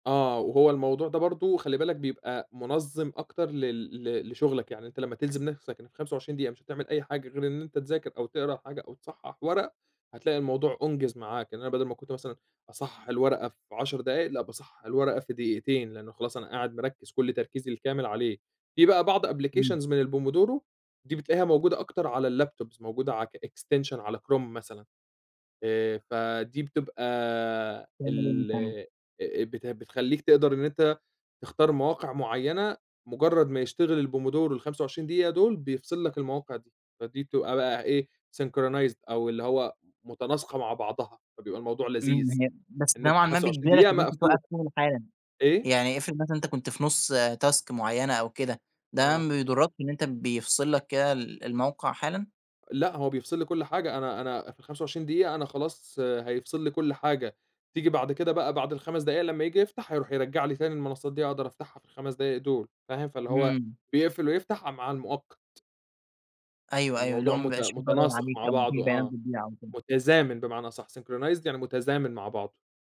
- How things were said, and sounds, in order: in English: "applications"; in English: "الextension"; unintelligible speech; in English: "synchronized"; unintelligible speech; in English: "task"; in English: "synchronized"
- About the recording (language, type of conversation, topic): Arabic, podcast, إزاي بتتجنب الملهيات الرقمية وانت شغال؟